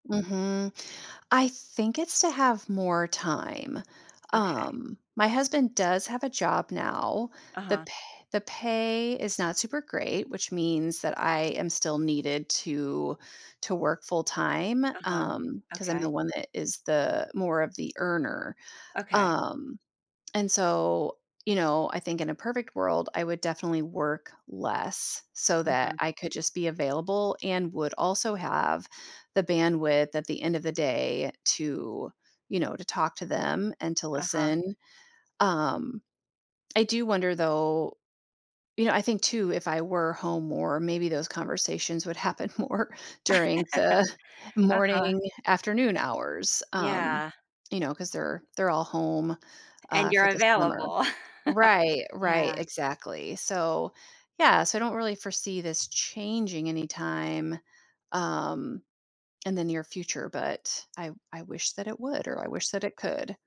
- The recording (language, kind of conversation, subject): English, advice, How can I stop feeling overwhelmed and create a manageable work-life balance?
- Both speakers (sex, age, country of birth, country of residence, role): female, 50-54, United States, United States, advisor; female, 50-54, United States, United States, user
- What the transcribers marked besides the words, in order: other background noise; laughing while speaking: "happen more during the morning"; chuckle; chuckle